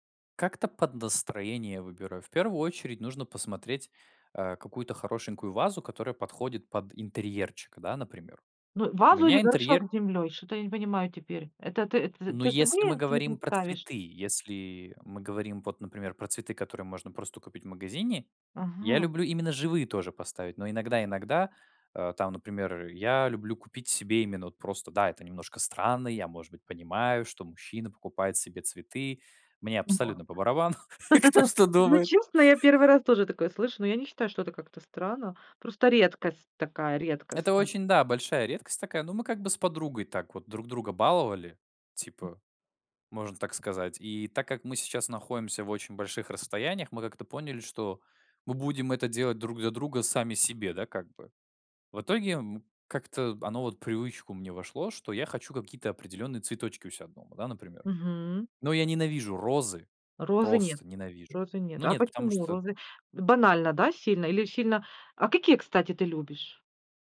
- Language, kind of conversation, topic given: Russian, podcast, Что ты делаешь, чтобы дома было уютно?
- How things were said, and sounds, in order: tapping; other background noise; chuckle; laughing while speaking: "кто что думает"; chuckle